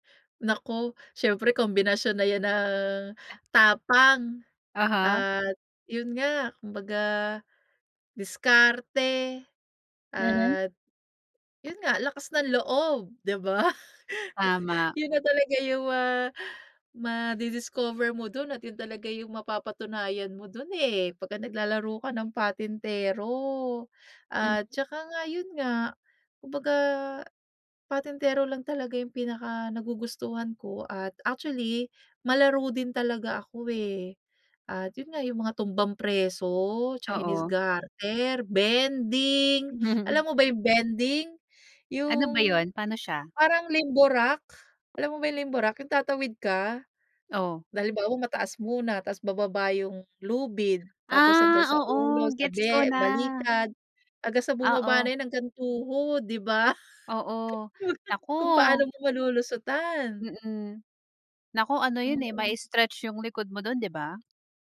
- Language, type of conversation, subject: Filipino, podcast, Anong larong pambata ang may pinakamalaking naging epekto sa iyo?
- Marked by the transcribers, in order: other background noise; laughing while speaking: "di ba?"; tapping; chuckle; laughing while speaking: "ba?"; laugh